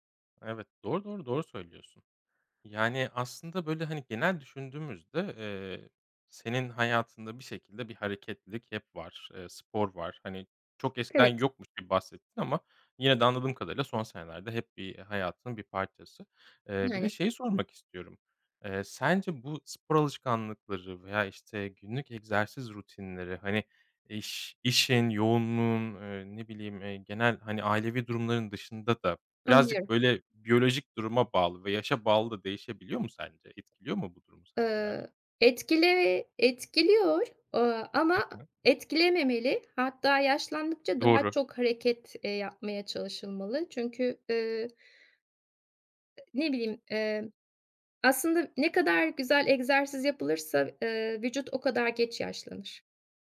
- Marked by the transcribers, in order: other background noise
- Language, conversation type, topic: Turkish, podcast, Egzersizi günlük rutine dahil etmenin kolay yolları nelerdir?